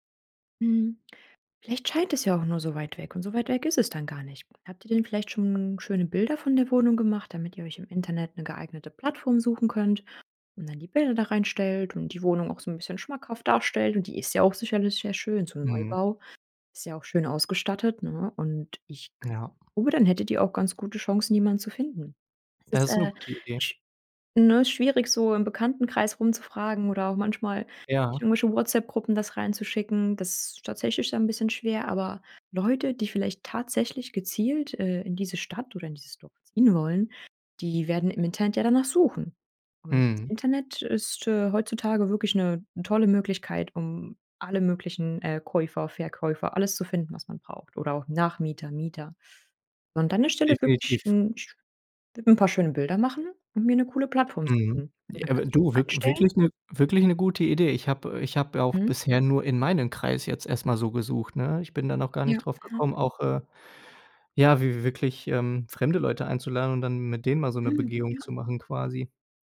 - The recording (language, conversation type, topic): German, advice, Wie möchtest du die gemeinsame Wohnung nach der Trennung regeln und den Auszug organisieren?
- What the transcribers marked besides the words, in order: none